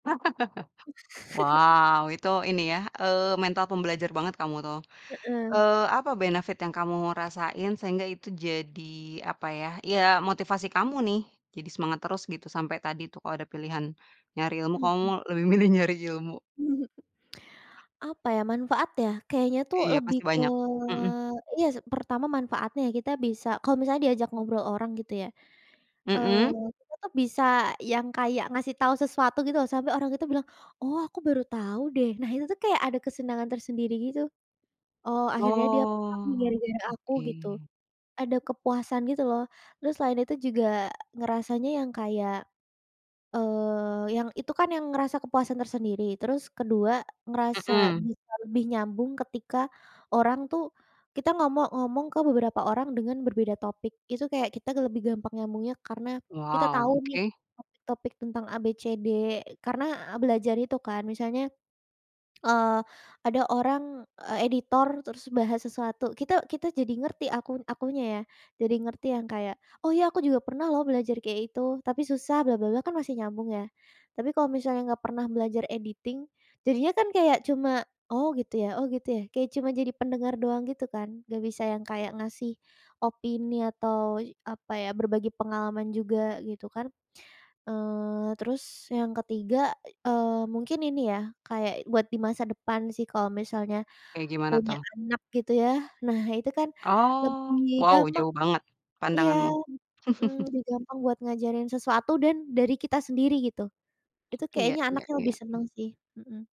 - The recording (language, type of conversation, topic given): Indonesian, podcast, Bagaimana cara Anda tetap semangat belajar sepanjang hidup?
- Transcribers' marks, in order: laugh; giggle; in English: "benefit"; laughing while speaking: "milih"; drawn out: "Oh"; other background noise; in English: "editing"; chuckle; tapping